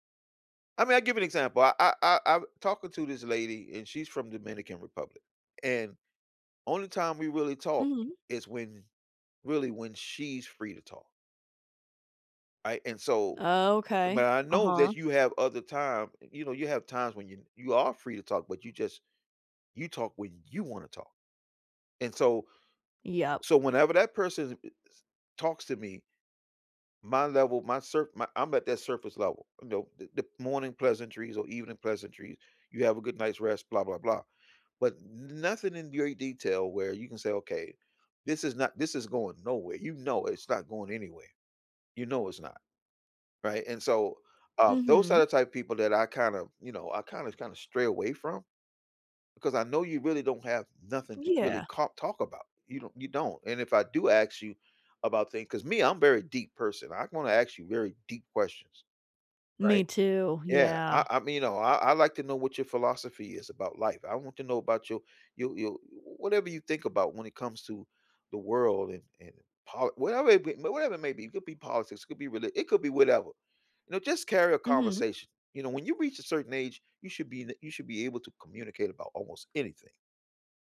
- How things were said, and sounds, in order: stressed: "you"; stressed: "deep"
- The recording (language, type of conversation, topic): English, unstructured, How can I keep a long-distance relationship feeling close without constant check-ins?